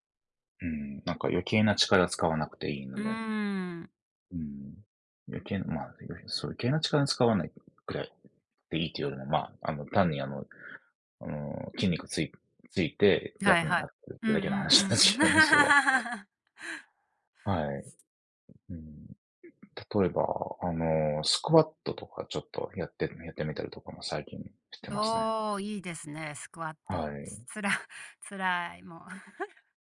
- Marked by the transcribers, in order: laughing while speaking: "話なんすけどね"; laugh; other background noise; chuckle
- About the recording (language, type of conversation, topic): Japanese, unstructured, 運動をすると、どんな気持ちになりますか？